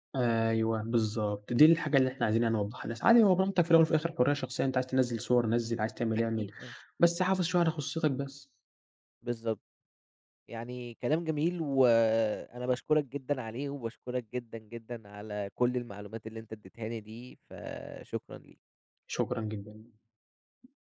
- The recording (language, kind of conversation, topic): Arabic, podcast, ازاي بتحافظ على خصوصيتك على الإنترنت من وجهة نظرك؟
- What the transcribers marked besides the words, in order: other background noise